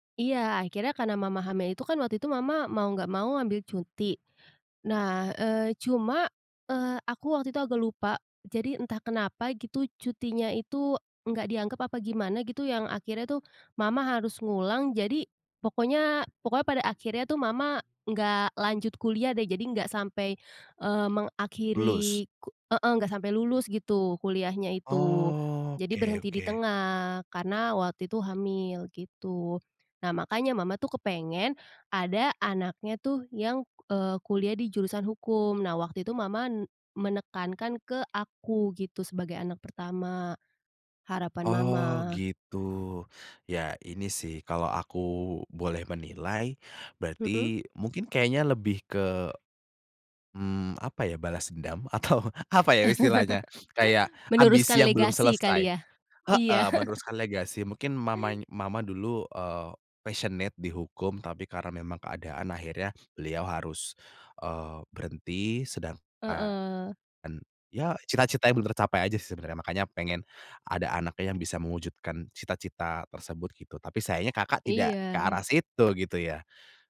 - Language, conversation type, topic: Indonesian, podcast, Bagaimana rasanya ketika keluarga memiliki harapan yang berbeda dari impianmu?
- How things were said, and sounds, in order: other background noise; laughing while speaking: "atau"; sniff; laugh; chuckle; in English: "passionate"